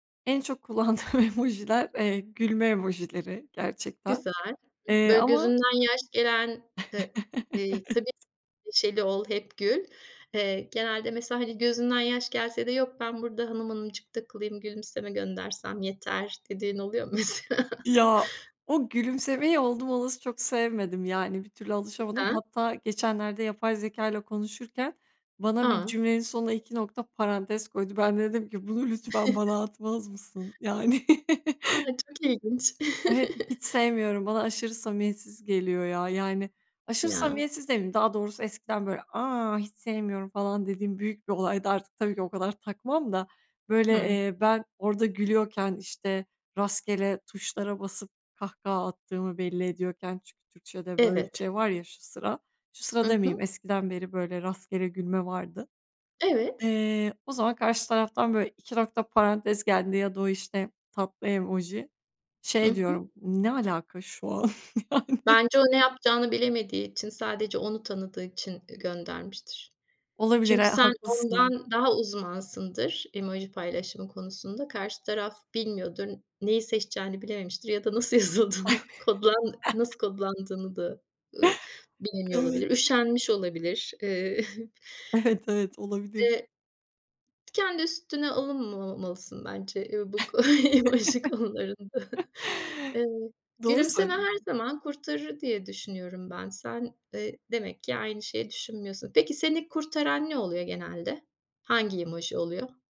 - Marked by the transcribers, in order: laughing while speaking: "emojiler"; chuckle; laughing while speaking: "Evet"; laughing while speaking: "mesela?"; chuckle; other background noise; chuckle; chuckle; unintelligible speech; chuckle; laughing while speaking: "yani?"; chuckle; laughing while speaking: "yazıldığını"; laughing while speaking: "Evet"; chuckle; tapping; laughing while speaking: "ko emoji konularında"; chuckle
- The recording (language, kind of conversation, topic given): Turkish, podcast, Emoji ve GIF kullanımı hakkında ne düşünüyorsun?